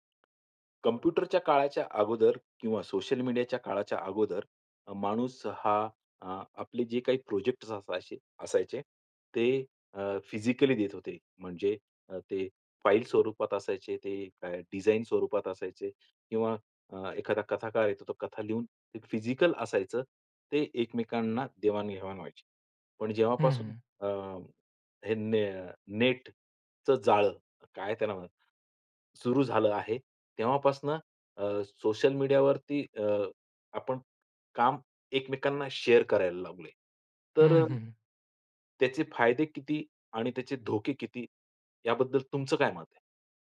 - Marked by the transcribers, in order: tapping; in English: "शेअर"
- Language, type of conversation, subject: Marathi, podcast, सोशल मीडियावर आपले काम शेअर केल्याचे फायदे आणि धोके काय आहेत?